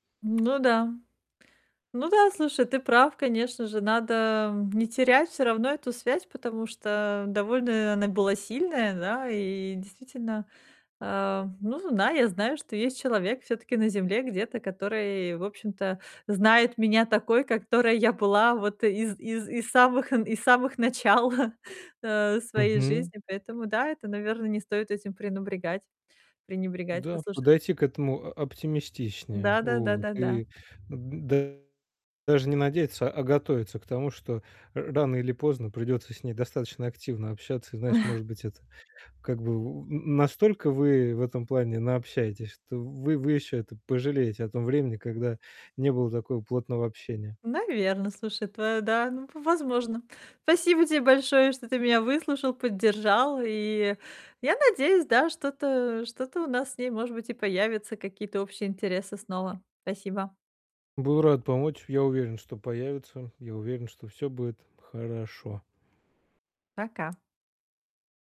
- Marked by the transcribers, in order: other background noise; "которой" said as "какторой"; chuckle; distorted speech; chuckle; static; tapping
- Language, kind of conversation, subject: Russian, advice, Как поддерживать дружбу, когда ваши жизненные пути расходятся?